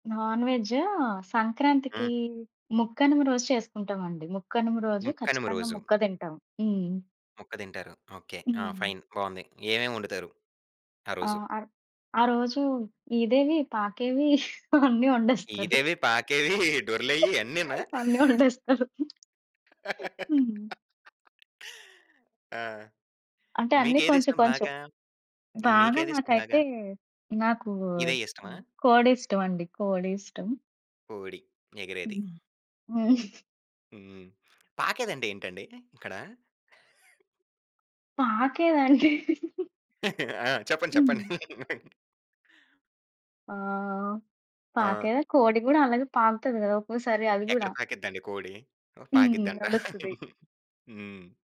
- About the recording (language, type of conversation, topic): Telugu, podcast, పండుగ వస్తే మీ ఇంట్లో తప్పక వండే వంట ఏమిటి?
- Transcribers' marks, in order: in English: "ఫైన్"; laughing while speaking: "అన్నీ వండేస్తారు"; giggle; laughing while speaking: "అన్ని వండేస్తరు"; giggle; laugh; giggle; giggle; chuckle; laughing while speaking: "ఆ! చెప్పండి. చెప్పండి"; chuckle